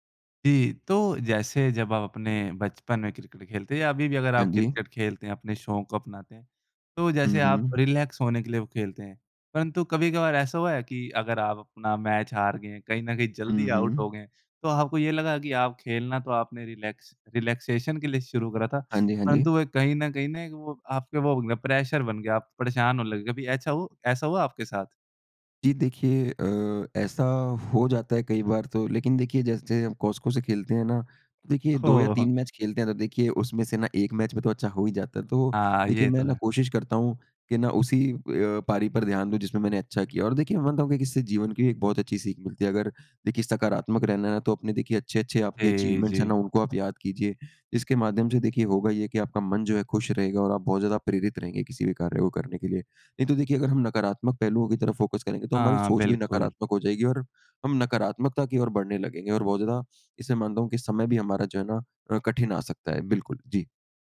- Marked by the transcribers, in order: tapping; in English: "रिलैक्स"; in English: "रिलैक्स रिलैक्सेशन"; in English: "प्रेशर"; "ऐसा" said as "ऐछा"; laughing while speaking: "ओह हो!"; in English: "अचीवमेंट्स"; in English: "फ़ोकस"
- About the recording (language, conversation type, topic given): Hindi, podcast, कौन सा शौक आपको सबसे ज़्यादा सुकून देता है?